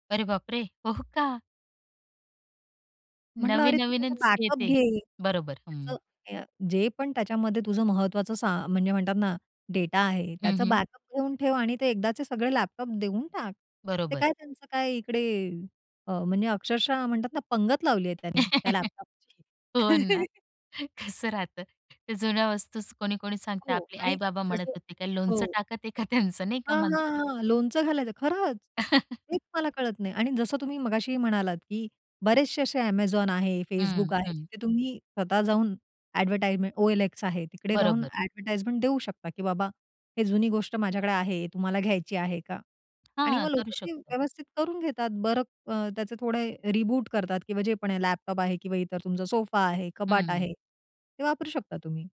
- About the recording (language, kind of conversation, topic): Marathi, podcast, अनावश्यक वस्तू कमी करण्यासाठी तुमचा उपाय काय आहे?
- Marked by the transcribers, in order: surprised: "अरे बाप रे!"; tapping; in English: "बॅकअप"; in English: "बॅकअप"; laughing while speaking: "हो ना, कसं राहतं?"; other background noise; laugh; laughing while speaking: "टाकत आहे का, त्यांच"; chuckle; in English: "ॲडव्हर्टाइमें"; "ॲडव्हर्टाइजमेंट" said as "ॲडव्हर्टाइमें"; in English: "ॲडवटाईजमेंट"; in English: "रीबूट"; "कपाट" said as "कबाट"